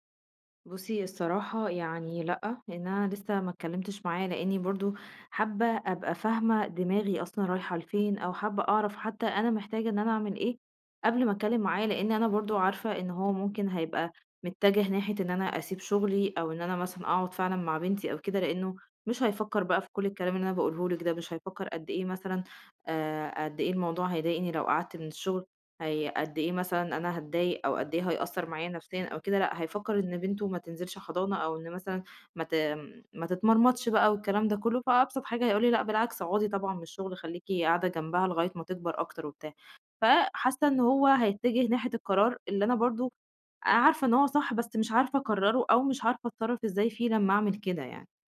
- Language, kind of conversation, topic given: Arabic, advice, إزاي أوقف التردد المستمر وأاخد قرارات واضحة لحياتي؟
- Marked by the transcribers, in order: other background noise